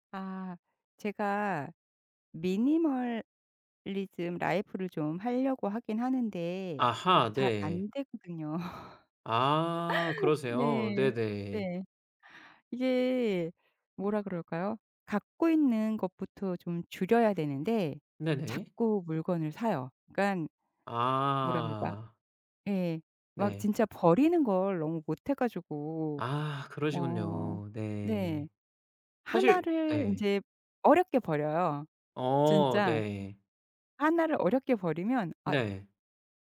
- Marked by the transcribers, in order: laugh
- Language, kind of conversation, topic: Korean, advice, 미니멀리즘으로 생활 방식을 바꾸고 싶은데 어디서부터 시작하면 좋을까요?